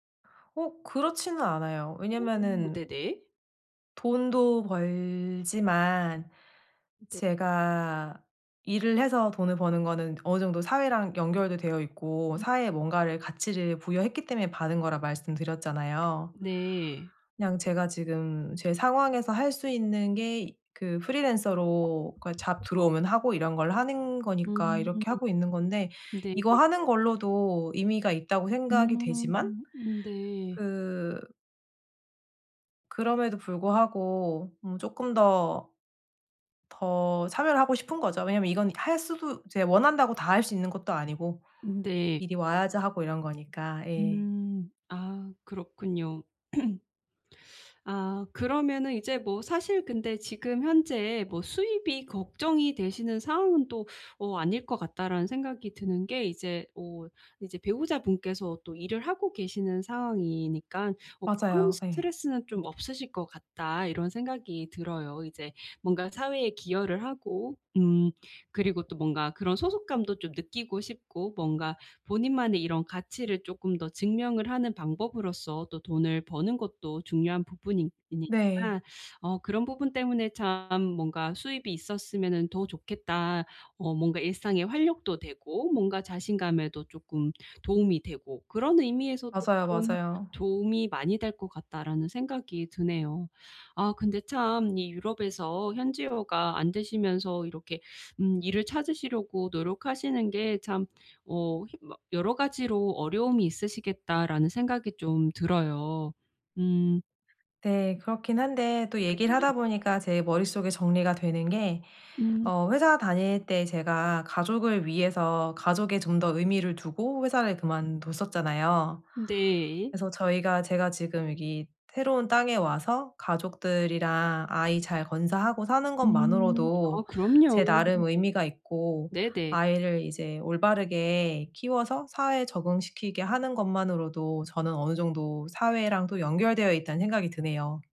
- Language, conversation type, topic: Korean, advice, 수입과 일의 의미 사이에서 어떻게 균형을 찾을 수 있을까요?
- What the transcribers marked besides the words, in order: unintelligible speech; other background noise; unintelligible speech; in English: "잡"; throat clearing; teeth sucking